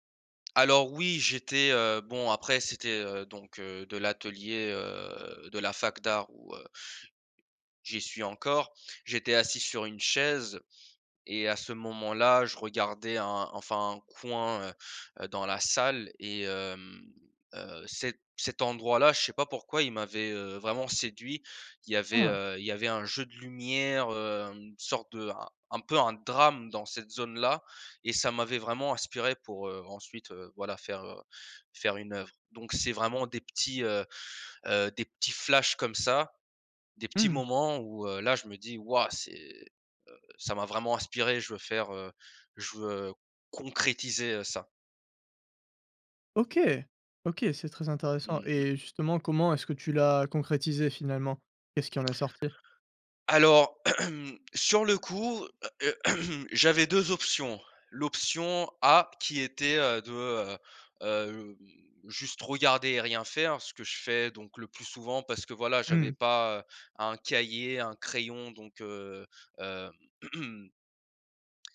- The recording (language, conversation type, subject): French, podcast, Comment trouves-tu l’inspiration pour créer quelque chose de nouveau ?
- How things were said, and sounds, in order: stressed: "drame"; other background noise; stressed: "concrétiser"; throat clearing; throat clearing